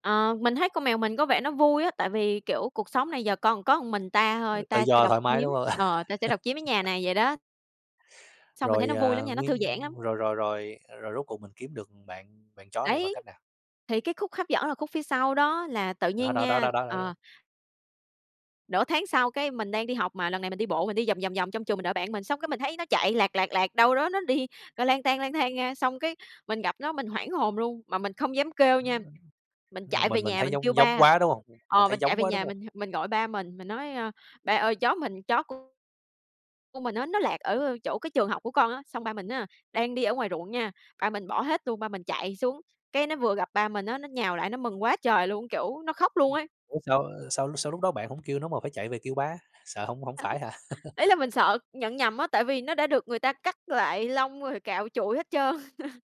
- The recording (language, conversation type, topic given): Vietnamese, podcast, Bạn có thể chia sẻ một kỷ niệm vui với thú nuôi của bạn không?
- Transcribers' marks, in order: other background noise; unintelligible speech; tapping; chuckle; other noise; laugh; chuckle